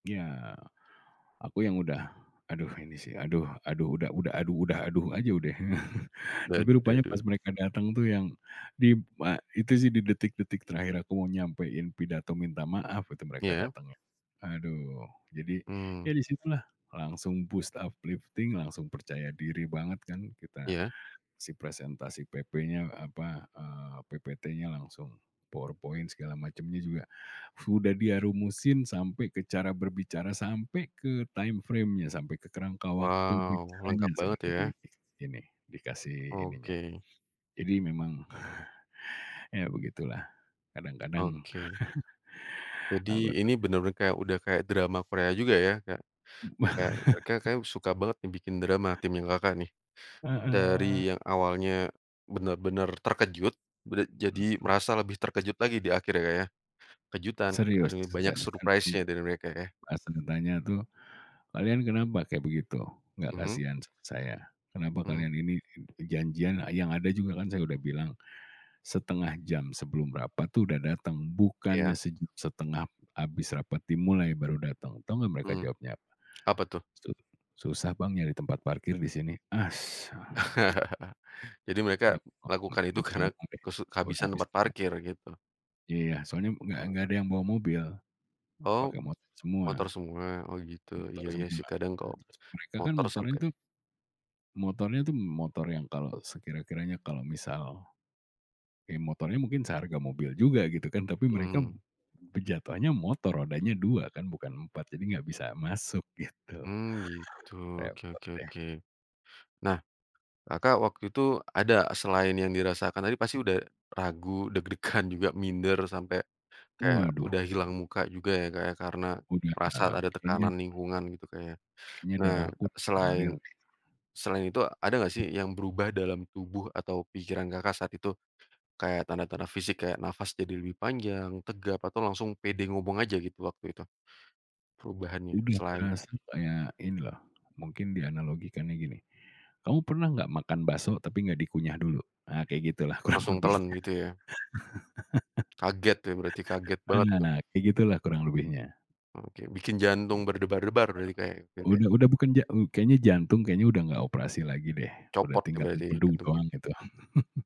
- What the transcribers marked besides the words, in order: laugh; in English: "boost, uplifting"; in English: "timeframe-nya"; other background noise; chuckle; chuckle; laugh; tapping; in English: "surprise-nya"; chuckle; lip trill; laughing while speaking: "karena"; laughing while speaking: "deg-degan"; laughing while speaking: "kurang lebihnya"; laugh; unintelligible speech; laugh
- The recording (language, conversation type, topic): Indonesian, podcast, Momen apa yang membuat kamu tiba-tiba merasa percaya diri?